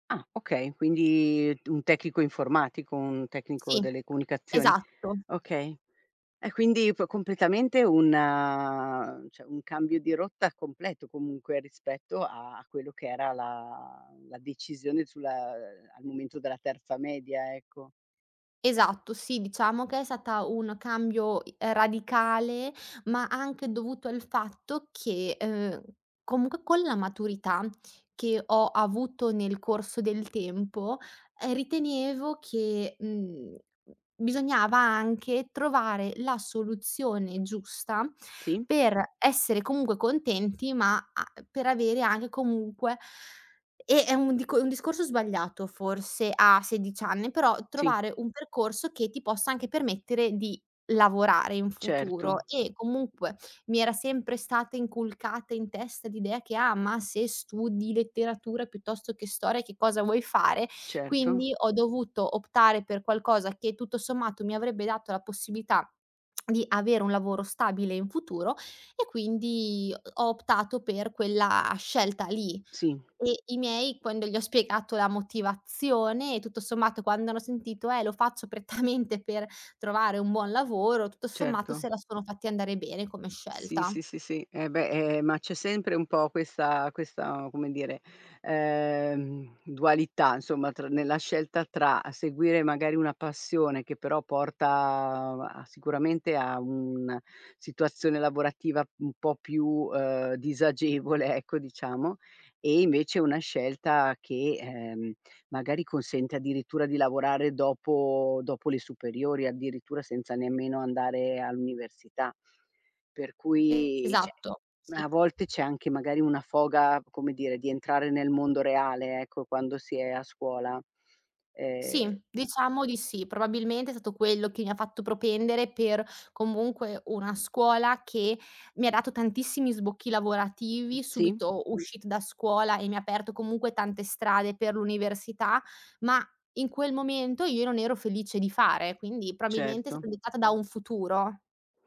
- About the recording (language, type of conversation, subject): Italian, podcast, Quando hai detto “no” per la prima volta, com’è andata?
- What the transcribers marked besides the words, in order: "cioè" said as "ceh"; "anche" said as "aghe"; laughing while speaking: "spiegato"; laughing while speaking: "prettamente"; laughing while speaking: "disagevole"; "cioè" said as "ceh"; tapping